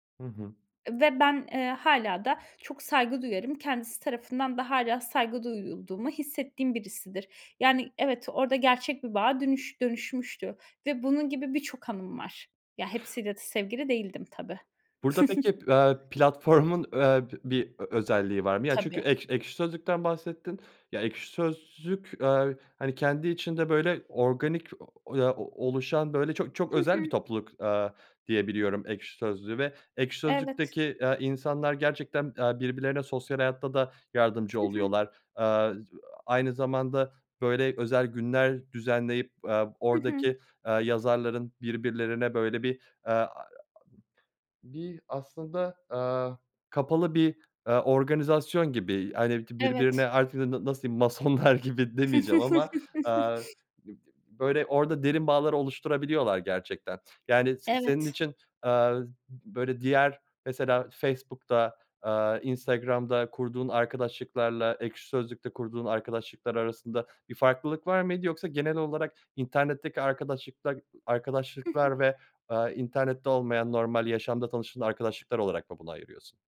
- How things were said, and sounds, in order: other background noise; other noise; chuckle; tapping; laughing while speaking: "Masonlar gibi"; chuckle
- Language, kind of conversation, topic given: Turkish, podcast, Online arkadaşlıklar gerçek bir bağa nasıl dönüşebilir?